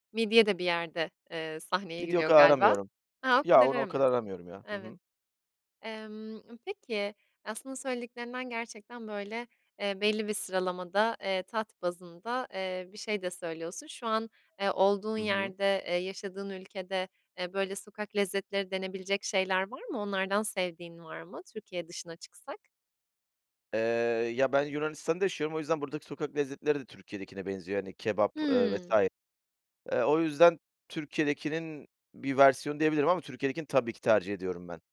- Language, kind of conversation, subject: Turkish, podcast, Sokak lezzetleri arasında en sevdiğin hangisiydi ve neden?
- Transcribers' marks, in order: tapping